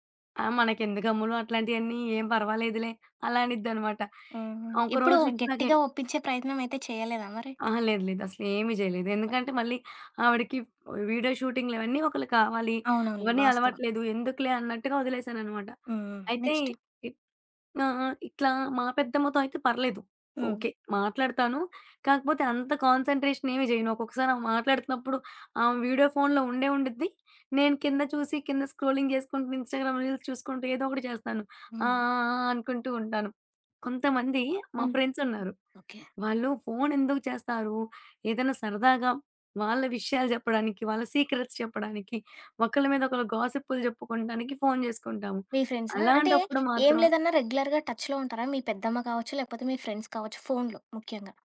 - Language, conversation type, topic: Telugu, podcast, ఫోన్‌లో మాట్లాడేటప్పుడు నిజంగా శ్రద్ధగా ఎలా వినాలి?
- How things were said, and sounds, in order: other background noise; tapping; in English: "స్క్రూలింగ్"; in English: "ఇన్‌స్టాగ్రామ్ రీల్స్"; in English: "సీక్రెట్స్"; in English: "రెగ్యులర్‌గా టచ్‌లో"; in English: "ఫ్రెండ్స్"